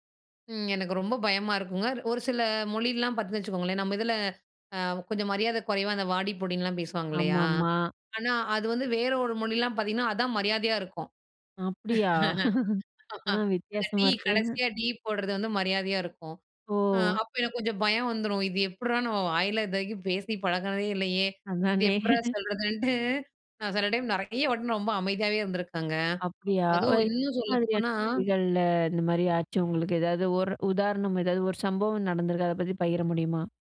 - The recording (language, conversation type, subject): Tamil, podcast, நீங்கள் மொழிச் சிக்கலை எப்படிச் சமாளித்தீர்கள்?
- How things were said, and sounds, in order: "பார்த்தீங்கன்னு" said as "பார்த்தீன்னு"; laugh; laugh; unintelligible speech